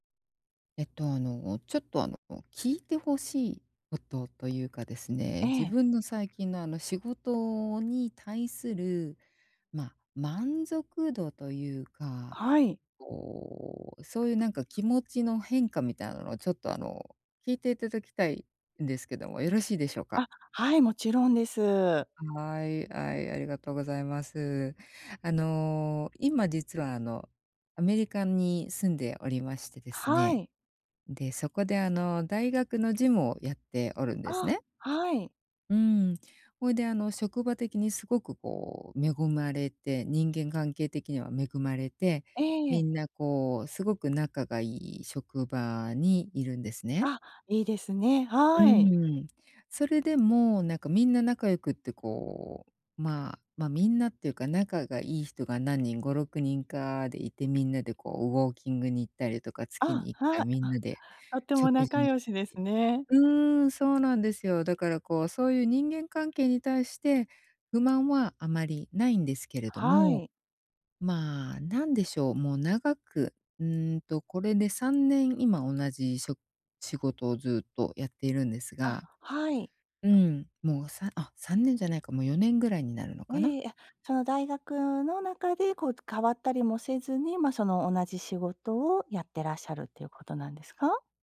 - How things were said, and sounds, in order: none
- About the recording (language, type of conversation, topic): Japanese, advice, 職場で自分の満足度が変化しているサインに、どうやって気づけばよいですか？